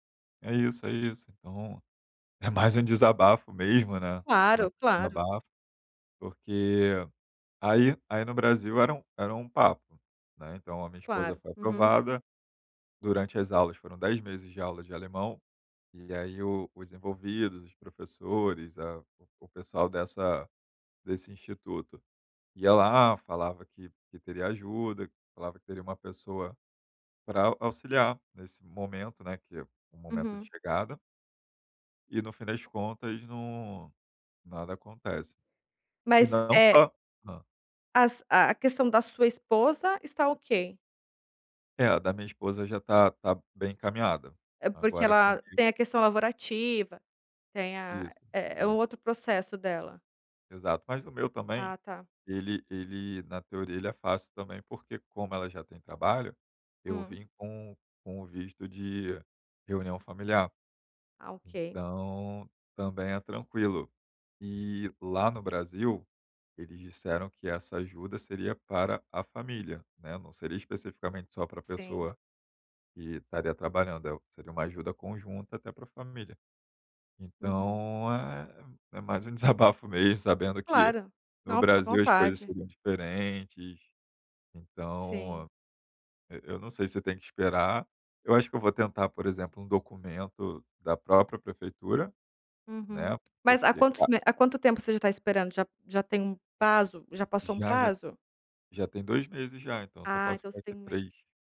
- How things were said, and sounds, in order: "prazo" said as "pazo"
- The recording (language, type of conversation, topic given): Portuguese, advice, Como você está lidando com o estresse causado pela burocracia e pelos documentos locais?